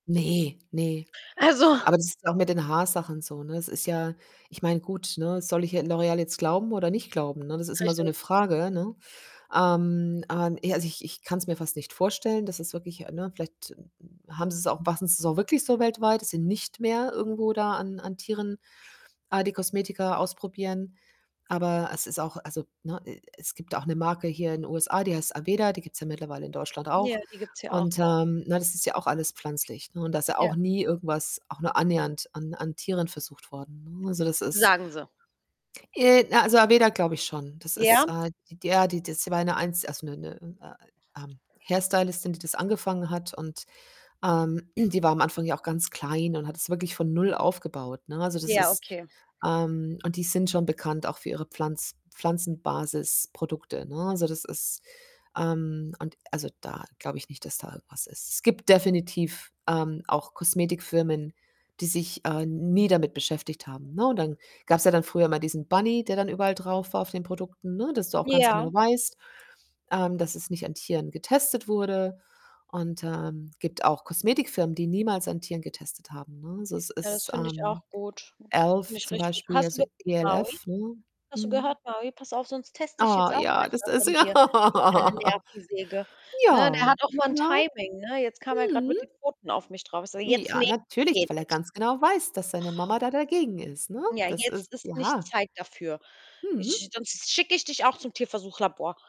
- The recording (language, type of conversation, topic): German, unstructured, Wie stehst du zu Tierversuchen in der Forschung?
- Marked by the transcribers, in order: laughing while speaking: "Also"; tapping; distorted speech; stressed: "nicht"; stressed: "nie"; other background noise; throat clearing; stressed: "nie"; in English: "Bunny"; laughing while speaking: "ja"; put-on voice: "Jetzt nicht, Kind"; sigh